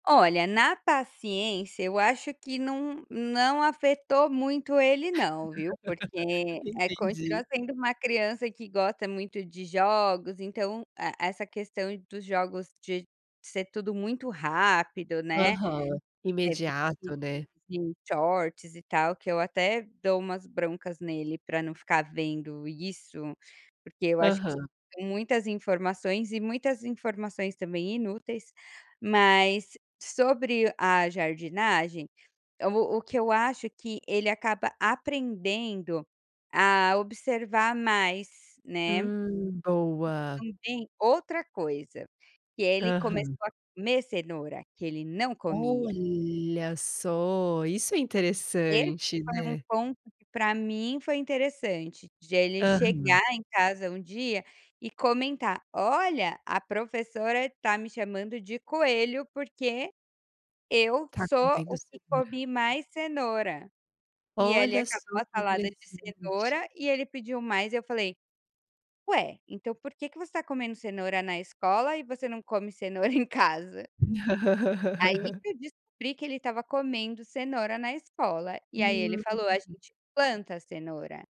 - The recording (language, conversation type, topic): Portuguese, podcast, Como você orientaria alguém a começar uma horta em casa?
- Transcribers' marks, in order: laugh; unintelligible speech; in English: "shorts"; laugh